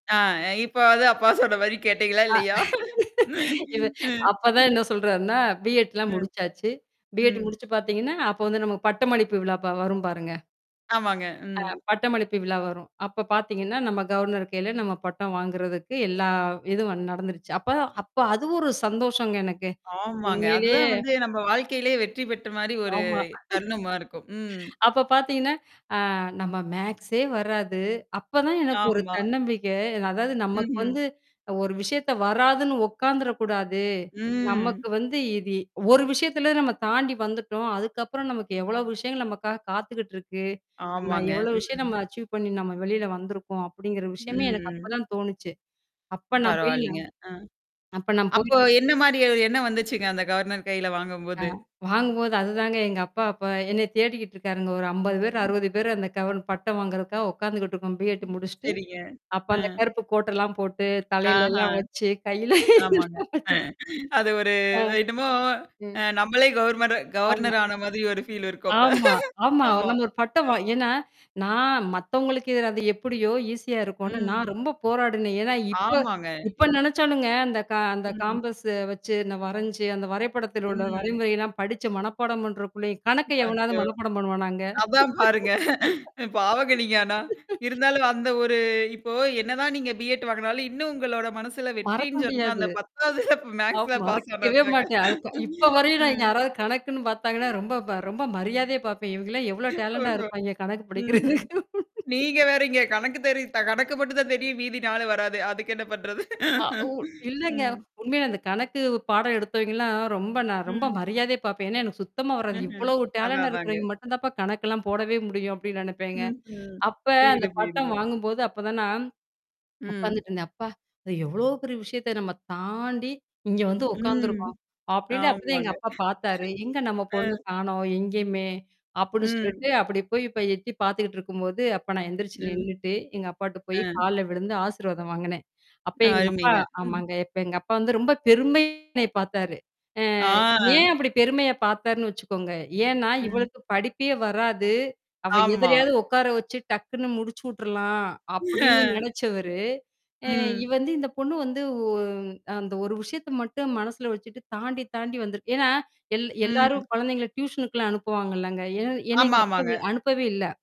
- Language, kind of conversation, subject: Tamil, podcast, உங்களுக்கு வெற்றி என்றால் என்ன?
- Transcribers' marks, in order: laughing while speaking: "அ இப்போவாவது அப்பா சொல்ற மாரி கேட்டீங்களா? இல்லையா?"; laughing while speaking: "அ இத அப்ப தான் என்ன சொல்றார்ன்னா"; laugh; laugh; in English: "கவர்னர்"; other noise; laugh; in English: "மேத்ஸே"; drawn out: "ம்"; other background noise; distorted speech; in English: "அச்சிவ்"; in English: "கவர்னர்"; laugh; laughing while speaking: "அது ஒரு அ என்னமோ, நம்மளே … அப்ப. ஆமா, அ"; laughing while speaking: "கையில எல்லாம் வச்சுக்"; in English: "கவுர்மன்டு கவர்னர்"; "கவர்னர்-" said as "கவுர்மன்டு"; in English: "ஃபீல்"; laugh; tapping; in English: "காம்பஸ்ஸ"; laughing while speaking: "அதான் பாருங்க பாவங்க நீங்க ஆனா … மேத்ஸ்ல பாஸ் ஆனத்தாங்க"; laugh; laugh; in English: "மேத்ஸ்ல பாஸ்"; laugh; laughing while speaking: "ஓஹோ! ம்ஹ்ம், நீங்க வேறங்க, கணக்கு … அதுக்கு என்ன பண்றது?"; in English: "டேலண்டா"; laughing while speaking: "கணக்கு படிக்கிறதுக்கு"; laugh; laugh; in English: "டேலண்ட்டா"; drawn out: "ஆ"; drawn out: "அ"; laughing while speaking: "அ"; static; in English: "டியூசனுக்கெல்லாம்"